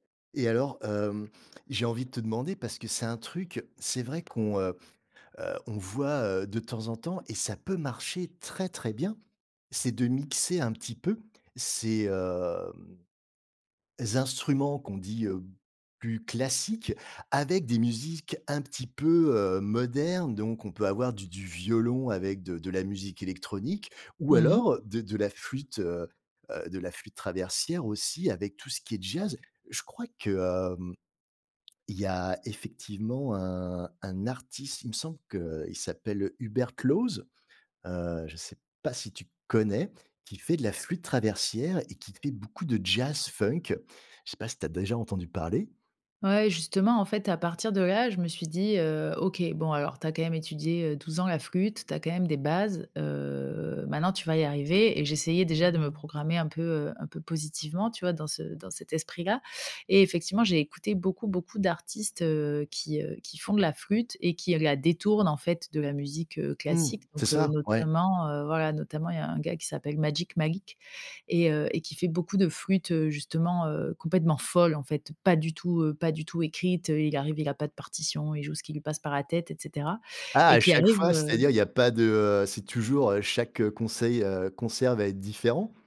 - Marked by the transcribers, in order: other background noise; stressed: "connais"; stressed: "jazz"; stressed: "Pas du tout"
- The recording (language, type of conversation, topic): French, podcast, Comment tes goûts musicaux ont-ils évolué avec le temps ?